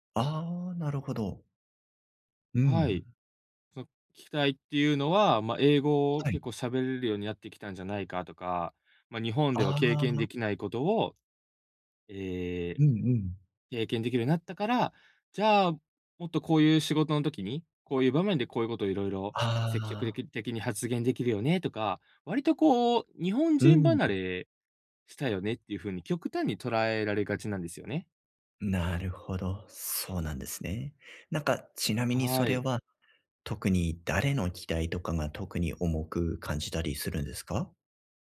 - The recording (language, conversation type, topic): Japanese, advice, 自分を信じて進むべきか、それとも周りの期待に応えるべきか迷ったとき、どうすればよいですか？
- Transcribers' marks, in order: none